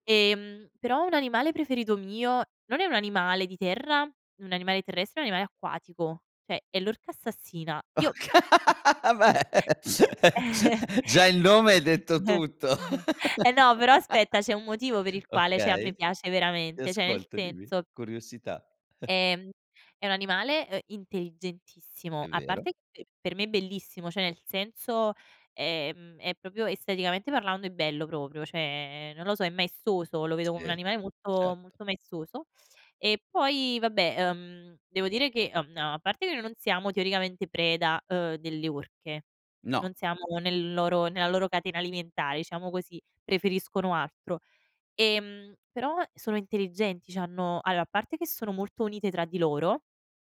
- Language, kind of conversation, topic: Italian, podcast, Qual è un luogo naturale che ti ha davvero emozionato?
- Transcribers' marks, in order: laughing while speaking: "Ocha, beh"; "Okay" said as "Ocha"; "cioè" said as "ceh"; laugh; unintelligible speech; other background noise; chuckle; laugh; "cioè" said as "ceh"; "Cioè" said as "ceh"; chuckle; "cioè" said as "ceh"; "proprio" said as "propio"; "cioè" said as "ceh"